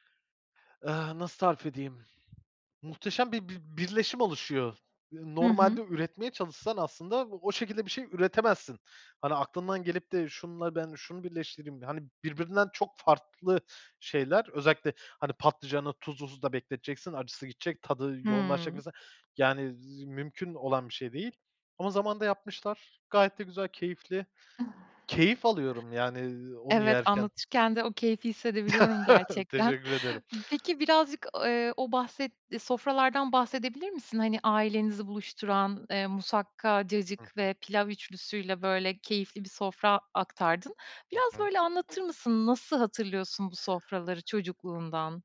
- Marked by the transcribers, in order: tapping; other background noise; laugh; giggle
- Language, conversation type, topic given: Turkish, podcast, Aile yemekleri kimliğini nasıl etkiledi sence?
- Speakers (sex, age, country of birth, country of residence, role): female, 35-39, Turkey, Estonia, host; male, 25-29, Turkey, Portugal, guest